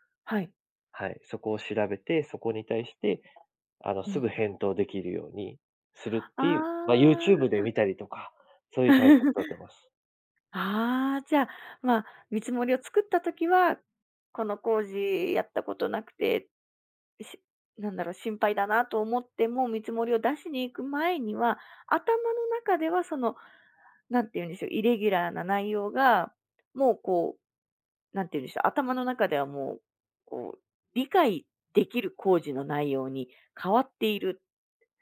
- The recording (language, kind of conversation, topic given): Japanese, podcast, 自信がないとき、具体的にどんな対策をしていますか?
- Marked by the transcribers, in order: laugh